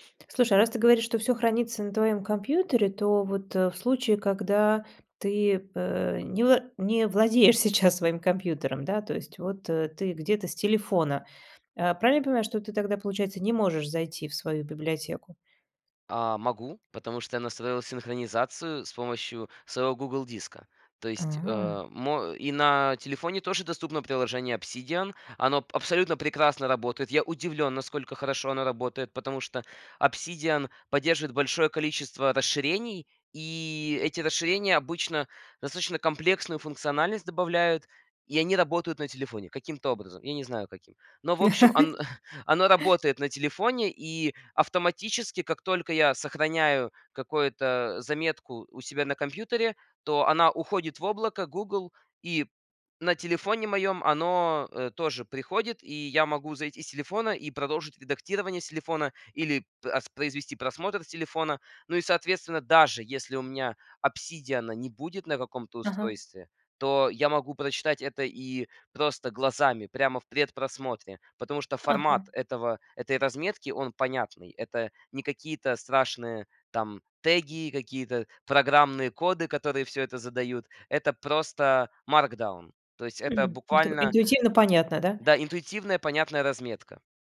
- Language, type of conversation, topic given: Russian, podcast, Как вы формируете личную библиотеку полезных материалов?
- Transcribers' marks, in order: laughing while speaking: "не владеешь сейчас своим компьютером"; chuckle; chuckle; tapping